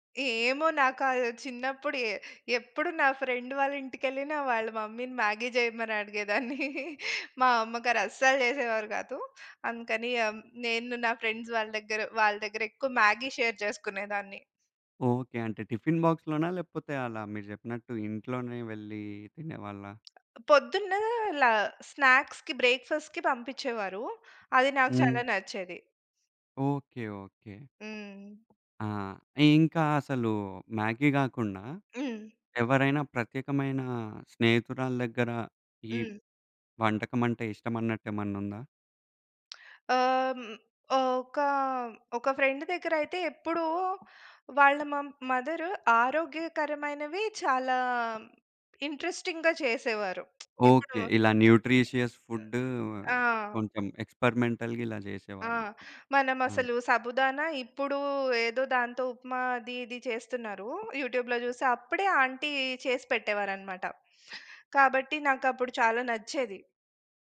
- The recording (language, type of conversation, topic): Telugu, podcast, వంటకాన్ని పంచుకోవడం మీ సామాజిక సంబంధాలను ఎలా బలోపేతం చేస్తుంది?
- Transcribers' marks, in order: in English: "ఫ్రెండ్"; in English: "మమ్మీని"; giggle; in English: "ఫ్రెండ్స్"; in English: "షేర్"; in English: "టిఫిన్ బాక్స్‌లోనా?"; tapping; other noise; in English: "స్నాక్స్‌కి, బ్రేక్‌ఫాస్ట్‌కి"; in English: "ఫ్రెండ్"; in English: "మ మదర్"; in English: "ఇంట్రెస్టింగ్‌గా"; lip smack; in English: "న్యూట్రిషియస్ ఫుడ్"; in English: "ఎక్స్పెరిమెంటల్‌గా"; in Hindi: "సాబుదాన"; in English: "యూట్యూబ్‌లో"